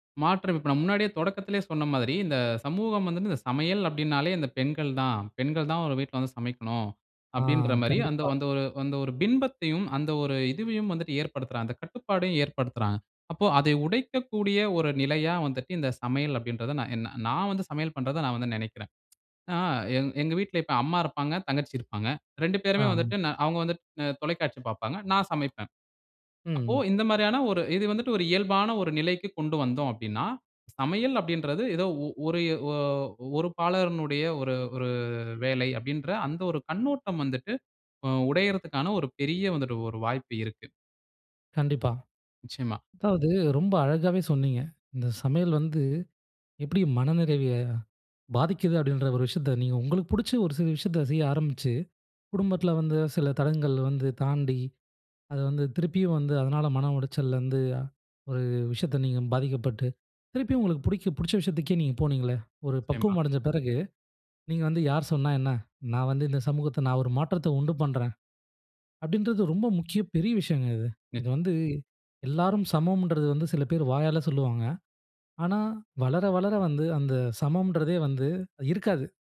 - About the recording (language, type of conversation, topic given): Tamil, podcast, சமையல் உங்கள் மனநிறைவை எப்படி பாதிக்கிறது?
- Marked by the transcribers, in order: other background noise; "பாலினருடைய" said as "பாலறனுடைய"